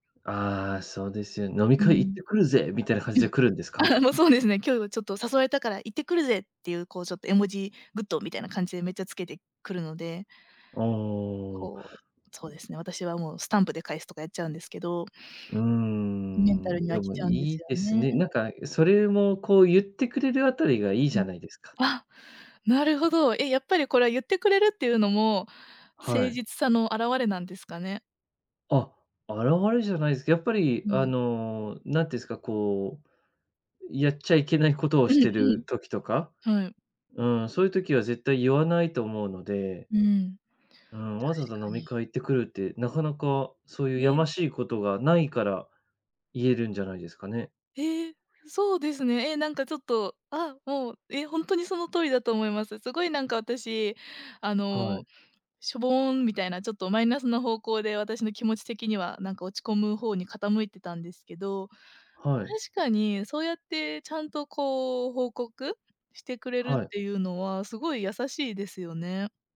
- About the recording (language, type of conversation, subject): Japanese, advice, 長距離恋愛で不安や孤独を感じるとき、どうすれば気持ちが楽になりますか？
- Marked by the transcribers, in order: laughing while speaking: "あ、もうそうですね"